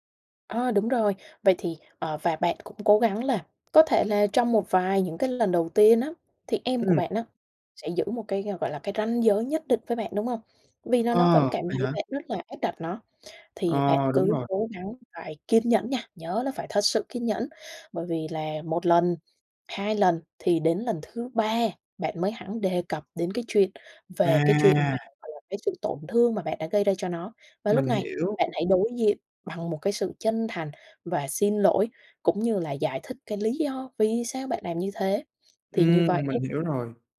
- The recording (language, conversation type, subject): Vietnamese, advice, Làm sao để vượt qua nỗi sợ đối diện và xin lỗi sau khi lỡ làm tổn thương người khác?
- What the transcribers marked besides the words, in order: none